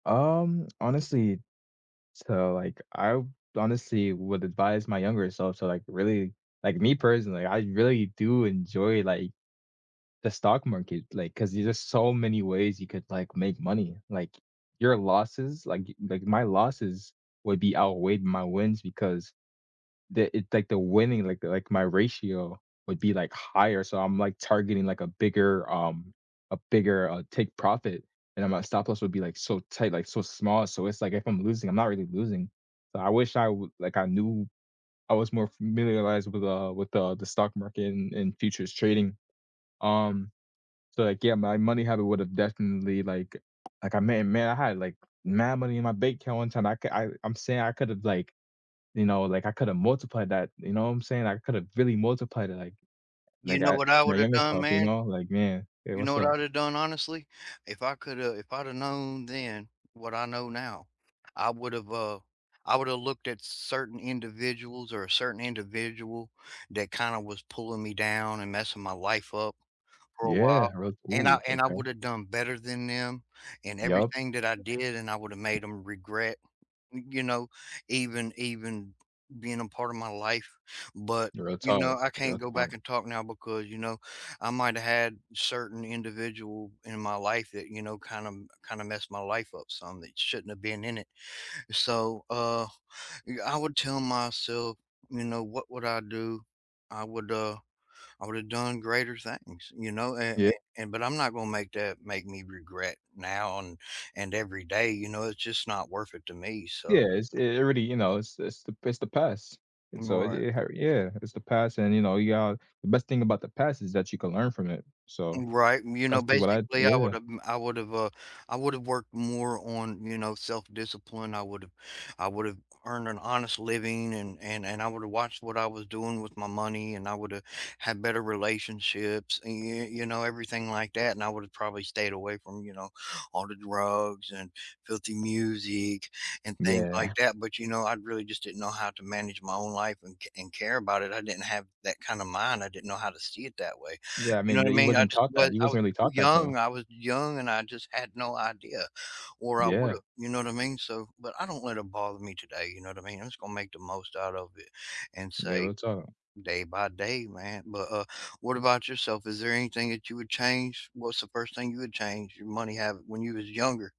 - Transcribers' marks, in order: tapping; other background noise
- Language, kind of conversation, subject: English, unstructured, How has your money mindset grown from first paychecks to long-term plans as your career evolved?
- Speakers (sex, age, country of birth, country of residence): male, 20-24, United States, United States; male, 40-44, United States, United States